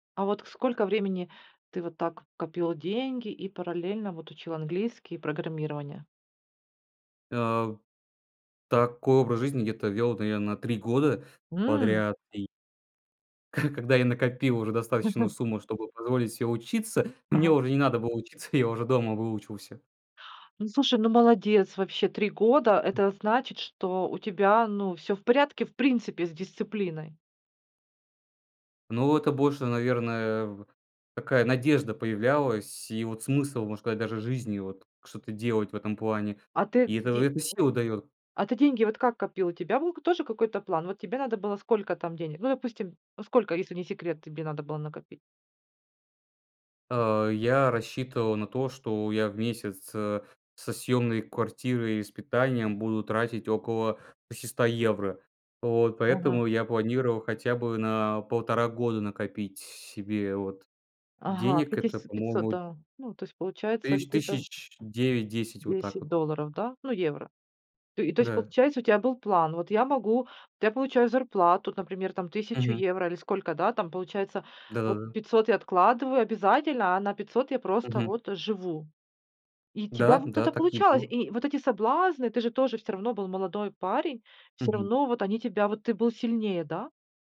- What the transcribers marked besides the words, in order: chuckle; chuckle; other noise; unintelligible speech
- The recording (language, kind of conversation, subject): Russian, podcast, Расскажи о моменте, когда тебе пришлось взять себя в руки?